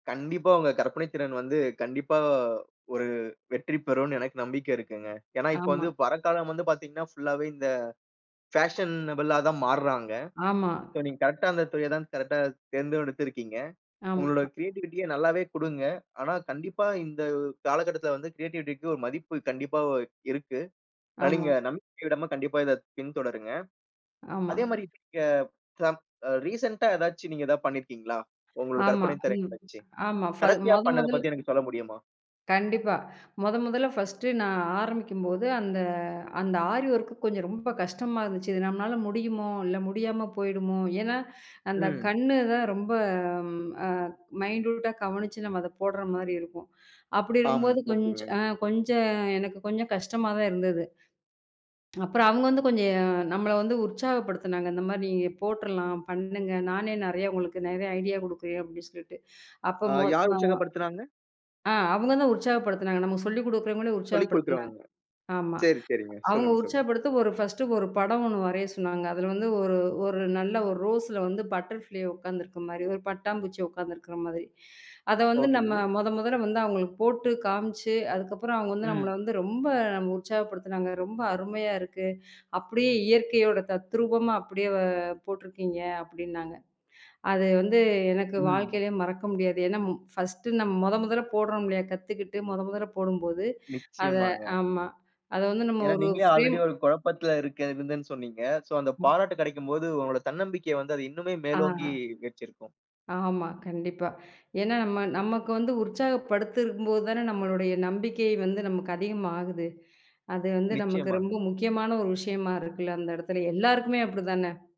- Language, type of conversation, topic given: Tamil, podcast, புதிதாக ஏதாவது கற்றுக்கொள்ளும் போது வரும் மகிழ்ச்சியை நீண்டகாலம் எப்படி நிலைநிறுத்துவீர்கள்?
- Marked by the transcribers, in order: in English: "ஃபாஷனபுளா"; in English: "சோ"; other noise; in English: "க்ரியேட்டிவிட்டிய"; in English: "க்ரியேட்டிவிட்டிக்கு"; unintelligible speech; unintelligible speech; in English: "ரீசெண்டா"; drawn out: "ரொம்ப"; in English: "மைன்டூட்டா"; tapping; in English: "ரோஸ்ல"; in English: "பட்டர்ஃப்ளை"; in English: "ஃப்ரேம்"; in English: "ஆல்ரெடி"; in English: "சோ"